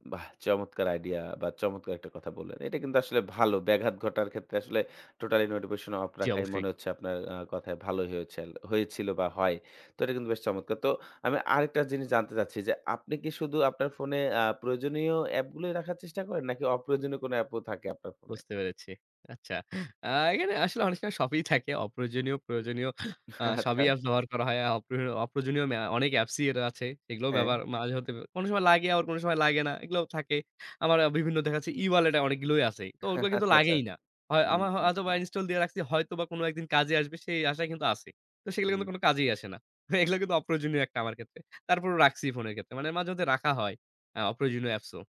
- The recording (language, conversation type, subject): Bengali, podcast, ফোনের বিজ্ঞপ্তি আপনি কীভাবে সামলান?
- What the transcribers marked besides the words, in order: in English: "টোটালি নোটিফিকেশন অফ"; laughing while speaking: "আচ্ছা"; "ই" said as "ইর"; laughing while speaking: "আচ্ছা, আচ্ছা"